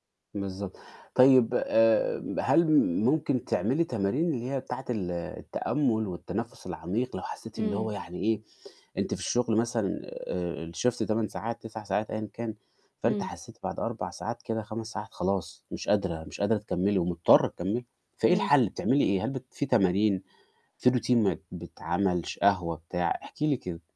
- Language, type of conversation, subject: Arabic, podcast, إزاي بتحافظ على توازنك بين الشغل وحياتك؟
- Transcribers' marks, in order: in English: "الShift"; in English: "Routine"